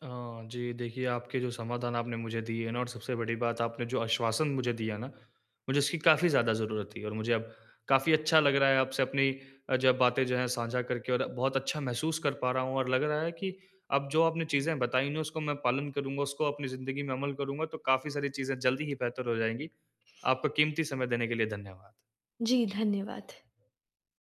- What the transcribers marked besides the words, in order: other background noise
- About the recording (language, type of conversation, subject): Hindi, advice, टूटे रिश्ते को स्वीकार कर आगे कैसे बढ़ूँ?